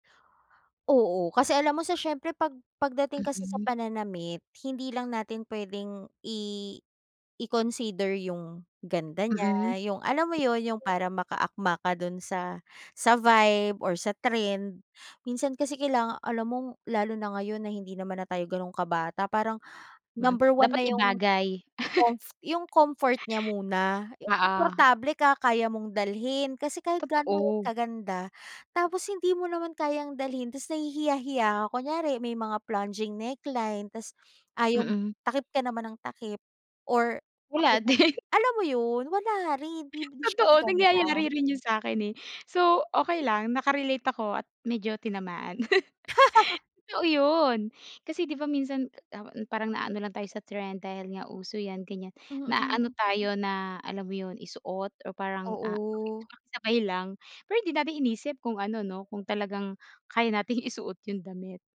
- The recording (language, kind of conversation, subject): Filipino, podcast, Paano nakakatulong ang pananamit sa tiwala mo sa sarili?
- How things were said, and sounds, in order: tapping; chuckle; other background noise; laughing while speaking: "din"; unintelligible speech; joyful: "Totoo nangyayari rin yun sakin, eh"; giggle; unintelligible speech; laughing while speaking: "isuot"